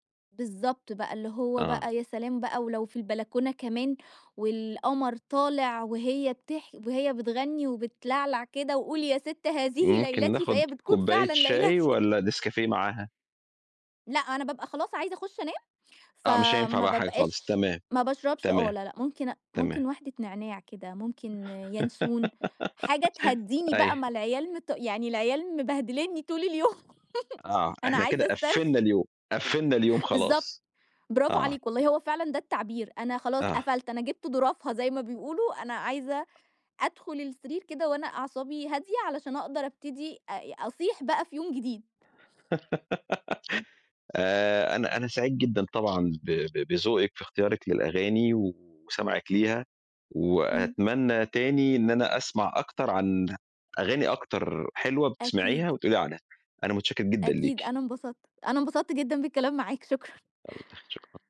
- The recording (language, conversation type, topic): Arabic, podcast, شو طريقتك المفضّلة علشان تكتشف أغاني جديدة؟
- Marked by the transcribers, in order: laughing while speaking: "فعلًا ليلتي"; laugh; tapping; laughing while speaking: "اليوم"; laugh; other background noise; laugh; laughing while speaking: "شكرًا"